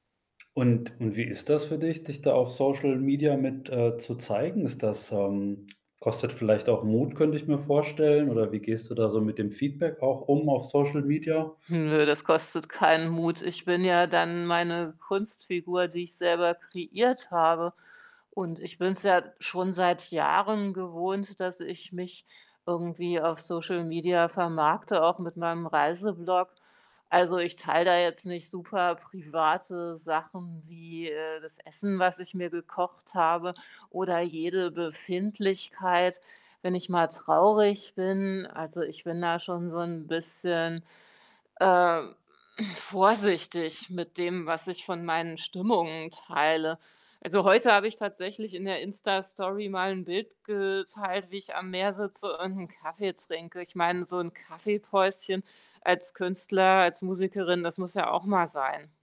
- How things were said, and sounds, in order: static; other background noise
- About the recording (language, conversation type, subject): German, podcast, Wie viel Privates teilst du in deiner Kunst?